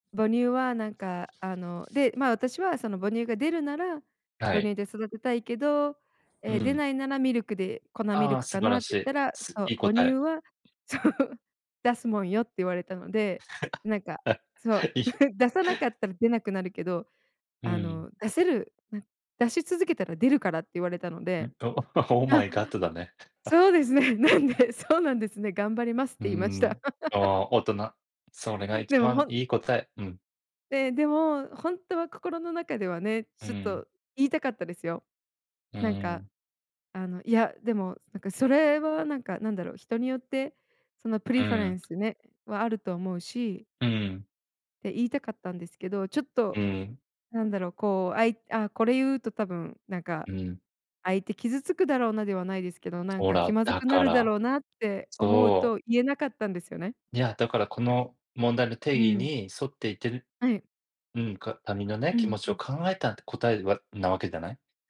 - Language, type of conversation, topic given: Japanese, unstructured, 他人の気持ちを考えることは、なぜ大切なのですか？
- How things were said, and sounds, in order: other background noise; tapping; laughing while speaking: "そう"; chuckle; in English: "Oh my god"; laugh; in English: "プリファレンス"